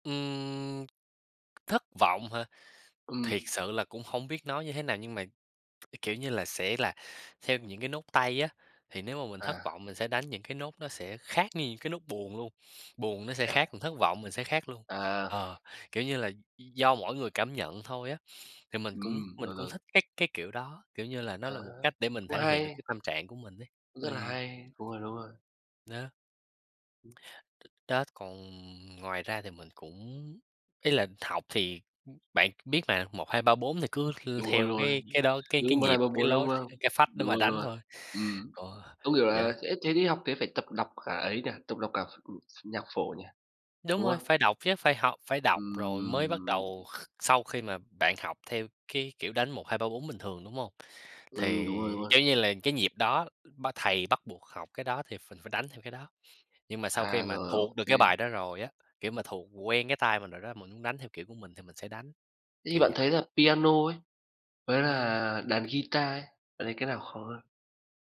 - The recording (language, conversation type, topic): Vietnamese, unstructured, Bạn nghĩ âm nhạc có thể thay đổi tâm trạng của bạn như thế nào?
- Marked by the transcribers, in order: tapping; other background noise; other noise